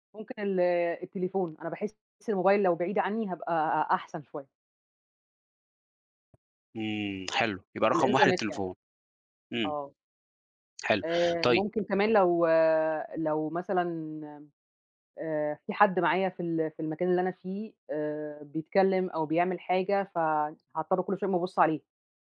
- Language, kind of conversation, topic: Arabic, advice, ليه بفضل أأجل مهام مهمة رغم إني ناوي أخلصها؟
- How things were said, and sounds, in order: tapping